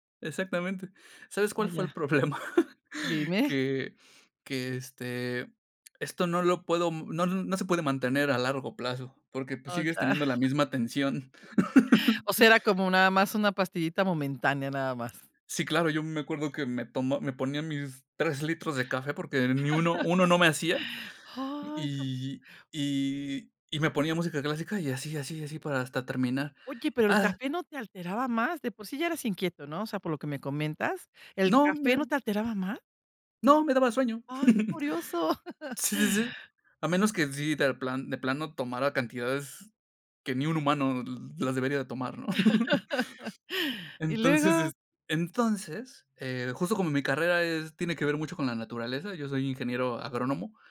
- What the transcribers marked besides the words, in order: laughing while speaking: "problema?"; chuckle; other background noise; chuckle; chuckle; tapping; chuckle; laugh; chuckle
- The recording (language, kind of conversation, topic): Spanish, podcast, ¿Qué sonidos de la naturaleza te ayudan más a concentrarte?